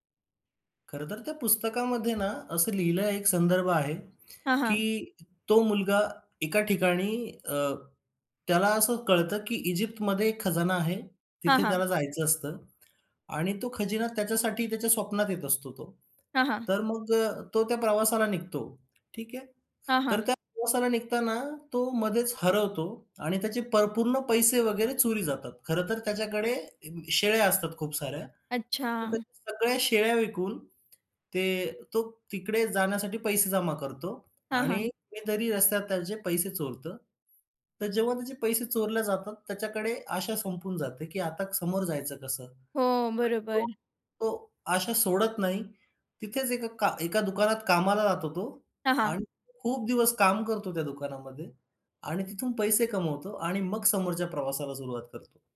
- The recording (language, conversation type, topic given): Marathi, podcast, पुस्तकं वाचताना तुला काय आनंद येतो?
- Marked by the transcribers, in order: other background noise